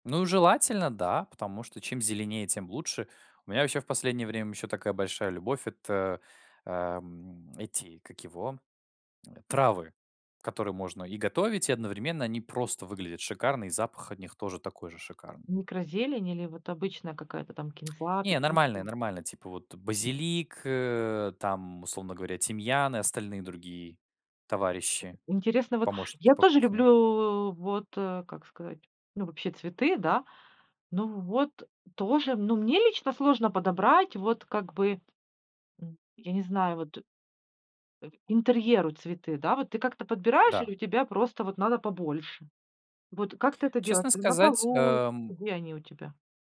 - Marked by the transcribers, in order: tapping; tongue click; other background noise
- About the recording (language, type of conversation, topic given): Russian, podcast, Что ты делаешь, чтобы дома было уютно?